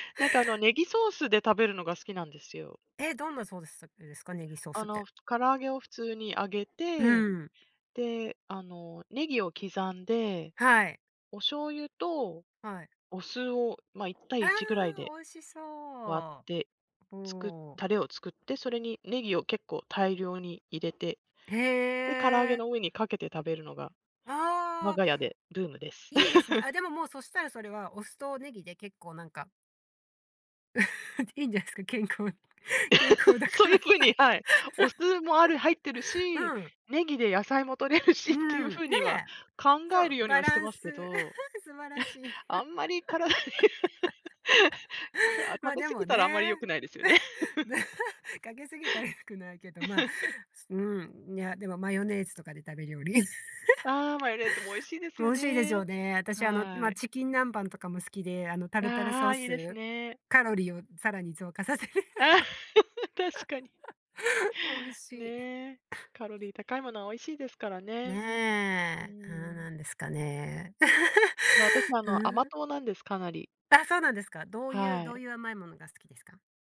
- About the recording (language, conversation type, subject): Japanese, unstructured, 家族の思い出の料理は何ですか？
- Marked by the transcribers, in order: chuckle; laughing while speaking: "いいんですか、健康。健康だから。そう"; laugh; laughing while speaking: "そういうふうに、はい"; laughing while speaking: "取れるしって"; chuckle; tapping; chuckle; giggle; laugh; laugh; chuckle; laughing while speaking: "ああ、確かに"; laughing while speaking: "させる"; chuckle; laugh; other background noise